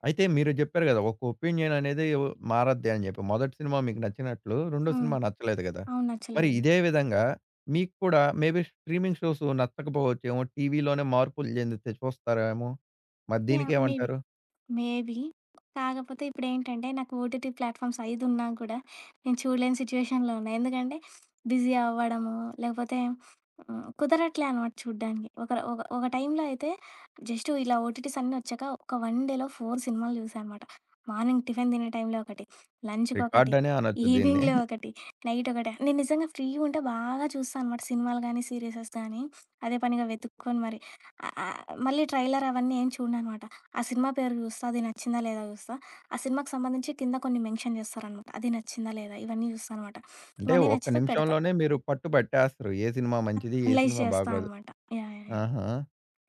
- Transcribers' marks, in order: in English: "ఒపీనియన్"; in English: "మేబీ స్ట్రీమింగ్ షోస్"; in English: "మేబి. మేబీ"; tapping; in English: "ఓటిటి ప్లాట్‌ఫామ్స్"; in English: "సిచ్యుయేషన్‌లో"; in English: "బిజీ"; in English: "జస్ట్"; in English: "ఓటీటీస్"; in English: "వన్ డేలో ఫోర్"; in English: "మార్నింగ్"; in English: "ఈవినింగ్‌లో ఒకటి నైట్"; in English: "రికార్డ్"; in English: "ఫ్రీ"; in English: "సీరిసెస్"; in English: "ట్రైలర్"; in English: "మెన్షన్"; other background noise; in English: "అనలైజ్"
- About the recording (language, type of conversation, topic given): Telugu, podcast, స్ట్రీమింగ్ షోస్ టీవీని ఎలా మార్చాయి అనుకుంటారు?